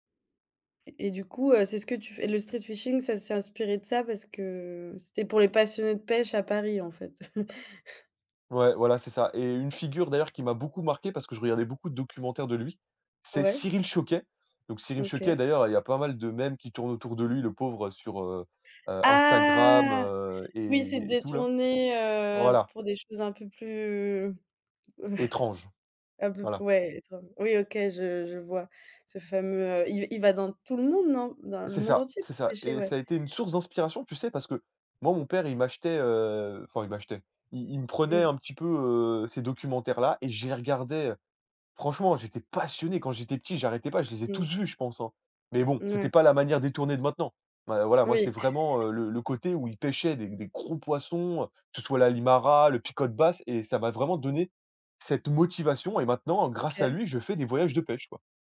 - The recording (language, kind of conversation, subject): French, podcast, Peux-tu me parler d’un loisir qui t’apaise vraiment, et m’expliquer pourquoi ?
- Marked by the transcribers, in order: in English: "street-fishing"; chuckle; other background noise; drawn out: "Ah"; chuckle; stressed: "passionné"; stressed: "vraiment"; stressed: "motivation"